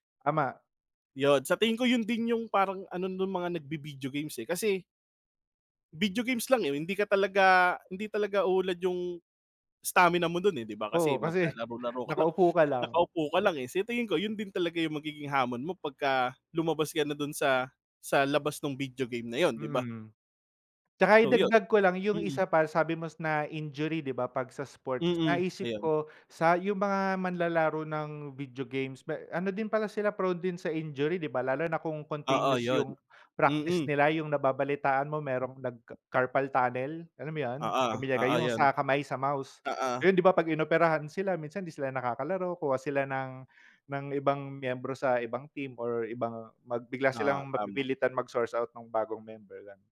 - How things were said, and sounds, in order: none
- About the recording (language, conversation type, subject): Filipino, unstructured, Ano ang mas nakakaengganyo para sa iyo: paglalaro ng palakasan o mga larong bidyo?